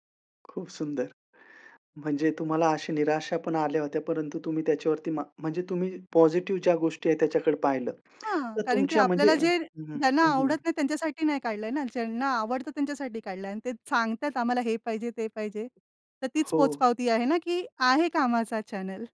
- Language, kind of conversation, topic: Marathi, podcast, तुमची आवडती सर्जनशील हौस कोणती आहे आणि तिच्याबद्दल थोडं सांगाल का?
- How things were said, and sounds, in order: other background noise